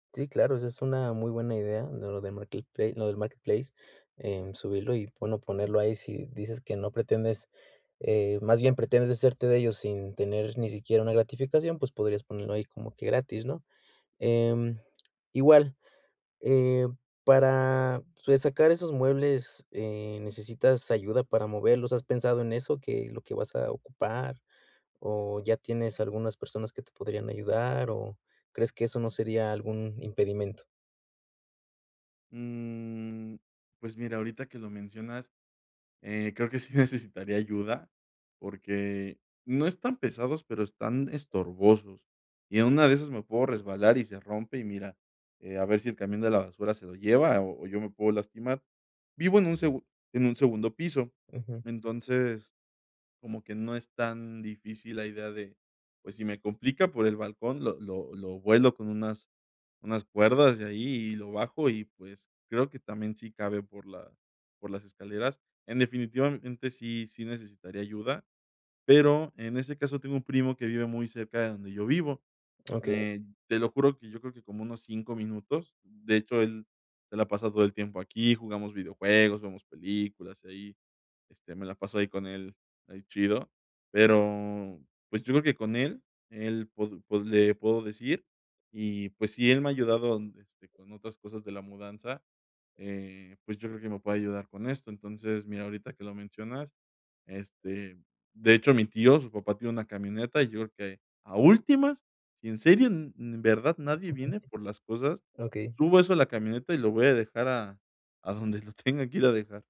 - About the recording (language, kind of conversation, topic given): Spanish, advice, ¿Cómo puedo descomponer una meta grande en pasos pequeños y alcanzables?
- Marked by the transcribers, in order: other background noise; drawn out: "Mm"; other noise; chuckle